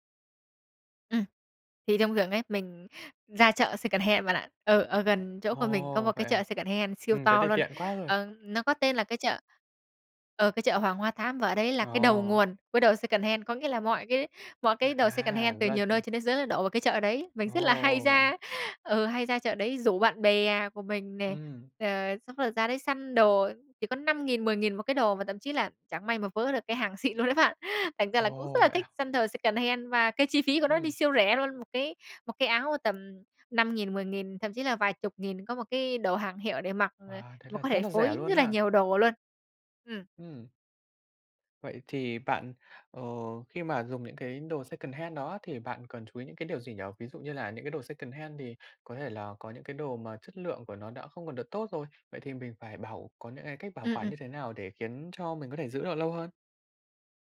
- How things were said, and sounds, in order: in English: "secondhand"; in English: "secondhand"; tapping; in English: "secondhand"; in English: "secondhand"; laughing while speaking: "xịn luôn ấy bạn"; laugh; in English: "secondhand"; in English: "secondhand"; in English: "secondhand"
- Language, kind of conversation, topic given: Vietnamese, podcast, Làm sao để phối đồ đẹp mà không tốn nhiều tiền?